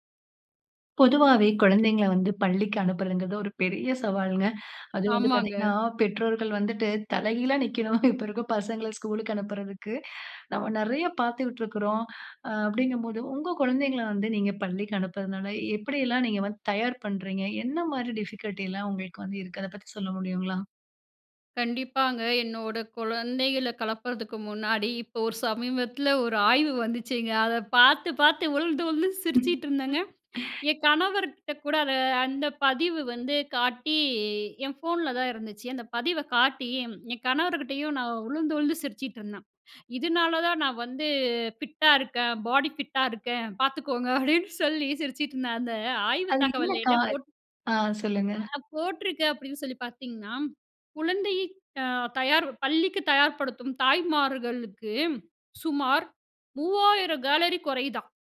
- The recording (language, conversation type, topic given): Tamil, podcast, குழந்தைகளை பள்ளிக்குச் செல்ல நீங்கள் எப்படி தயார் செய்கிறீர்கள்?
- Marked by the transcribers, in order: inhale; chuckle; inhale; in English: "டிஃபிகல்ட்டிலாம்"; laughing while speaking: "பாத்து, பாத்து உழுந்து உழுந்து சிரிச்சிட்ருந்தேங்க"; laugh; inhale; drawn out: "காட்டி"; inhale; laughing while speaking: "அப்டின்னு சொல்லி"; "கலோரி" said as "காலரி"